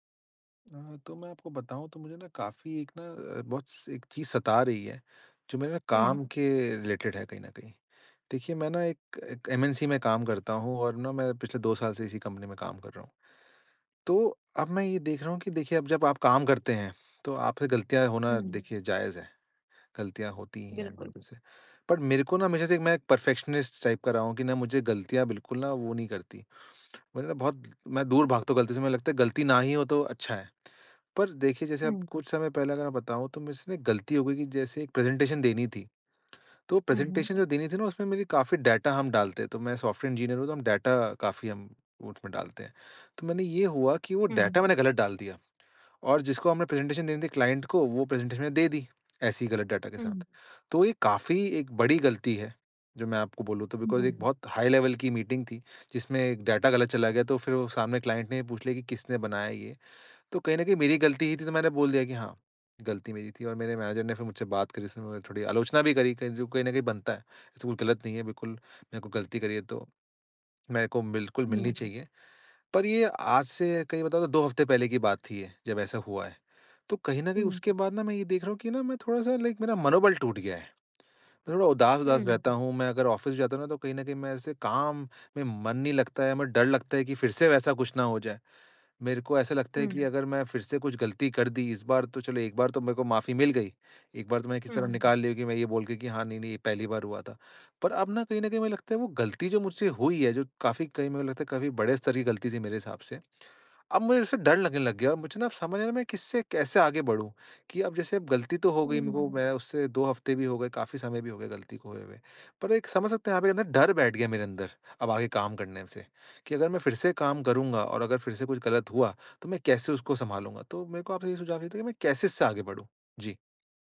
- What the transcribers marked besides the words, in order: in English: "रिलेटेड"; in English: "परफ़ेक्शनिस्ट टाइप"; in English: "प्रेज़ेंटेशन"; in English: "प्रेज़ेंटेशन"; in English: "डेटा"; in English: "डेटा"; in English: "डेटा"; in English: "प्रेज़ेंटेशन"; in English: "क्लाइंट"; in English: "प्रेज़ेंटेशन"; in English: "डेटा"; in English: "बिकॉज़"; in English: "हाई लेवल"; in English: "डेटा"; in English: "क्लाइंट"; in English: "मैनेजर"; in English: "लाइक"; in English: "ऑफ़िस"
- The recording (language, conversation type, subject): Hindi, advice, गलती के बाद बिना टूटे फिर से संतुलन कैसे बनाऊँ?